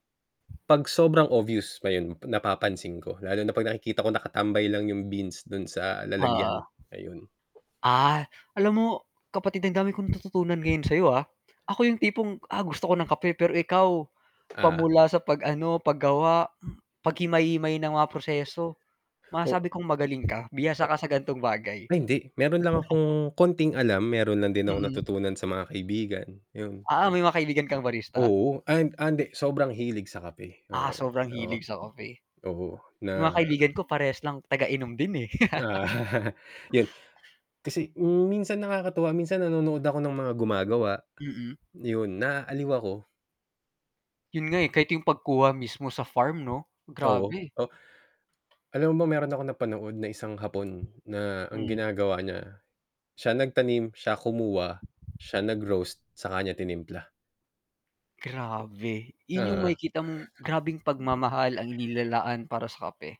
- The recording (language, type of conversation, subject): Filipino, unstructured, Ano ang mas gusto mong inumin, kape o tsaa?
- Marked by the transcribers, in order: wind; static; other background noise; tapping; throat clearing; distorted speech; chuckle; chuckle; mechanical hum